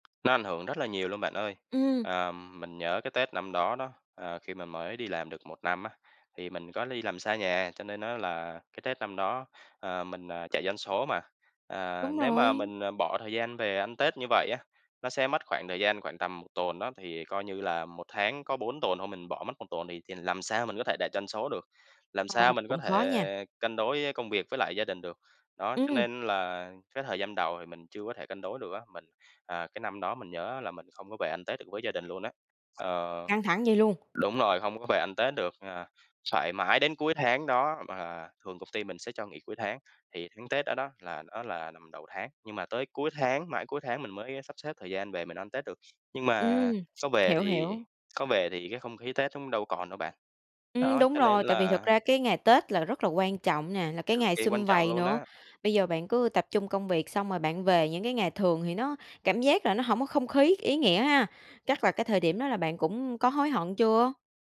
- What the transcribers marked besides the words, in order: tapping; other background noise
- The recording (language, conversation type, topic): Vietnamese, podcast, Làm thế nào để giữ cân bằng giữa công việc và cuộc sống?